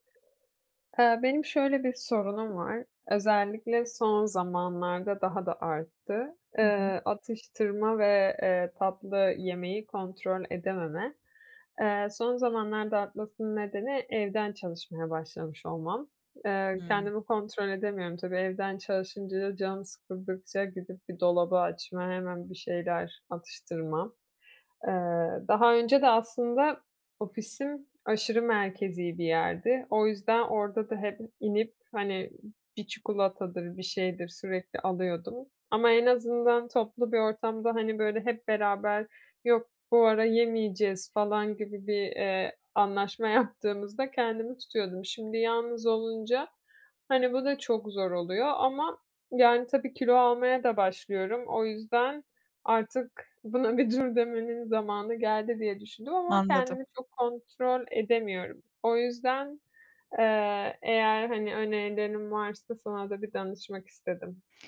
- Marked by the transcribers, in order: other background noise; laughing while speaking: "yaptığımızda"; laughing while speaking: "buna bir dur demenin"
- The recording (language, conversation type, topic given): Turkish, advice, Günlük yaşamımda atıştırma dürtülerimi nasıl daha iyi kontrol edebilirim?